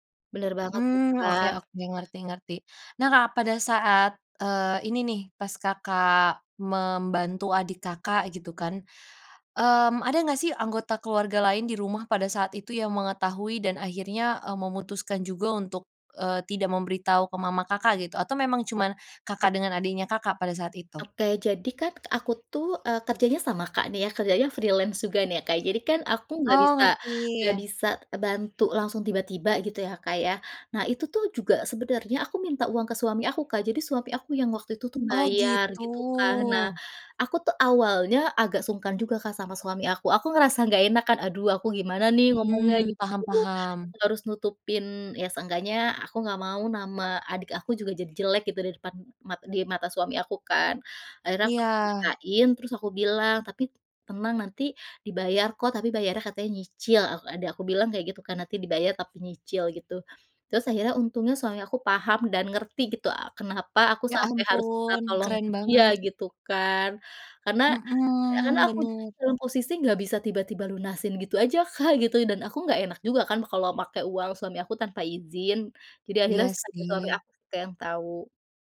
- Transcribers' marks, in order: in English: "freelance"
- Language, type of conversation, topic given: Indonesian, podcast, Apa pendapatmu tentang kebohongan demi kebaikan dalam keluarga?